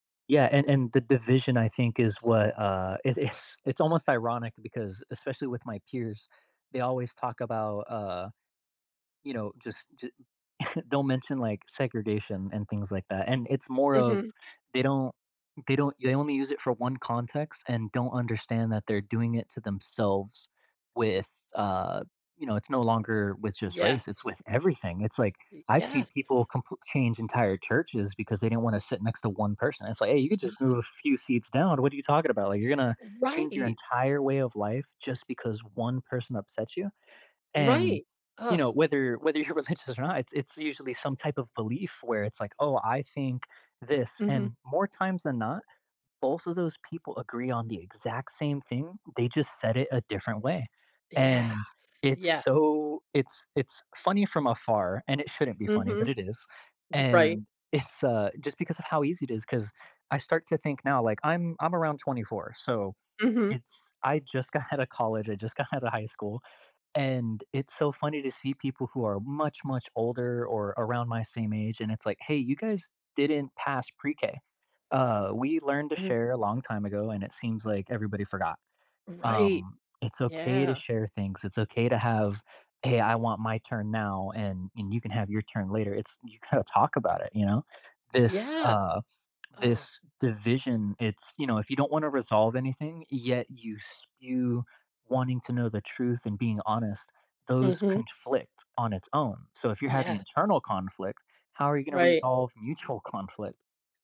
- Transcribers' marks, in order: chuckle; chuckle; other noise; laughing while speaking: "whether you're religious"; laughing while speaking: "it's"; laughing while speaking: "outta"; laughing while speaking: "got outta"
- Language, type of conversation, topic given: English, unstructured, How do you handle conflicts with family members?